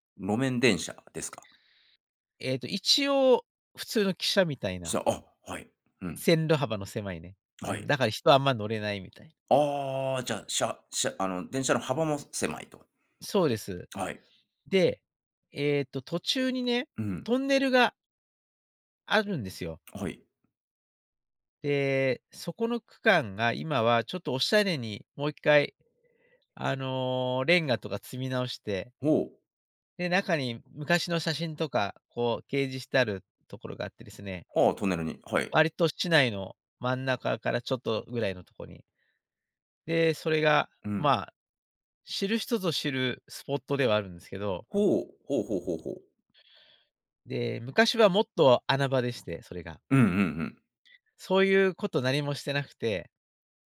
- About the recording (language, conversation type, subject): Japanese, podcast, 地元の人しか知らない穴場スポットを教えていただけますか？
- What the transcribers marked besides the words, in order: "路面電車" said as "もめんでんしゃ"